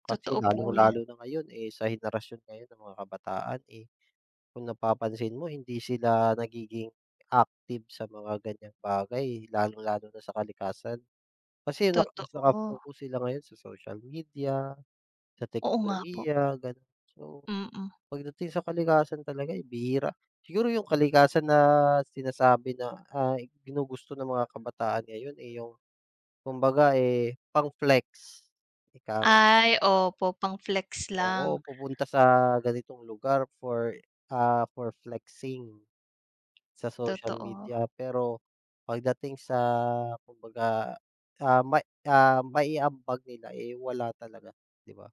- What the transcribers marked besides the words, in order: unintelligible speech
- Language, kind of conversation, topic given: Filipino, unstructured, Ano ang epekto ng pagbabago ng klima sa mundo?